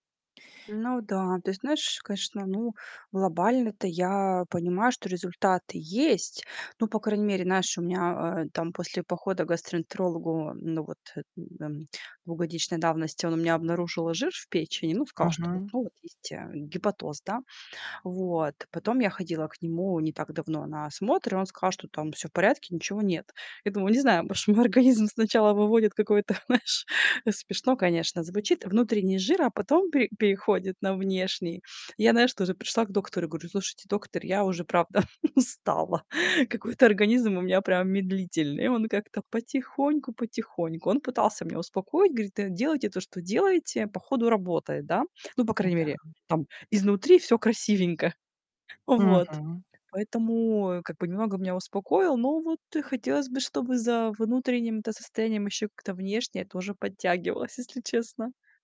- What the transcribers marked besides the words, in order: static; laughing while speaking: "знаешь -"; laughing while speaking: "устала"; laughing while speaking: "Вот"; tapping
- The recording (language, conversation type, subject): Russian, advice, Как вы переживаете застой в прогрессе и разочарование из-за отсутствия результатов?